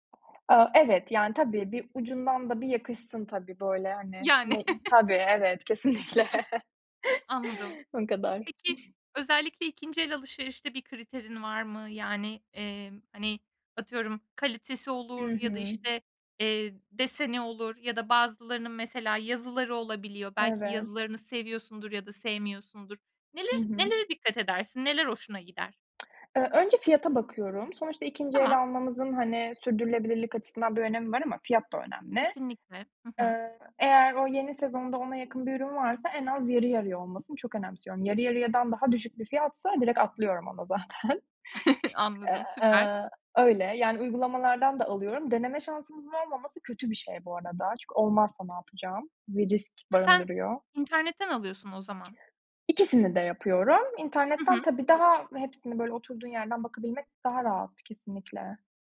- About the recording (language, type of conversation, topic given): Turkish, podcast, Trendlerle kişisel tarzını nasıl dengeliyorsun?
- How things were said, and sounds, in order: other background noise; chuckle; tapping; chuckle; laughing while speaking: "kesinlikle"; chuckle; other noise; chuckle; laughing while speaking: "zaten"